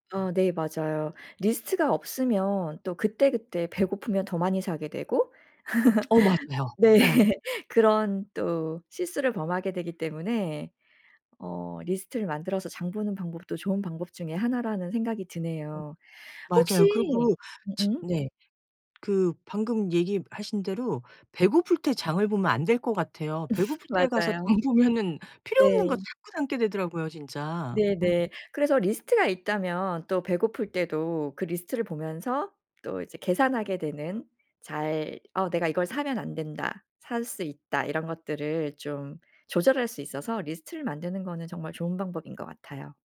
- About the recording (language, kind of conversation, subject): Korean, podcast, 음식물 쓰레기를 줄이는 현실적인 방법이 있을까요?
- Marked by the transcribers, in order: laugh; laughing while speaking: "네"; laugh; laugh; laughing while speaking: "장 보면은"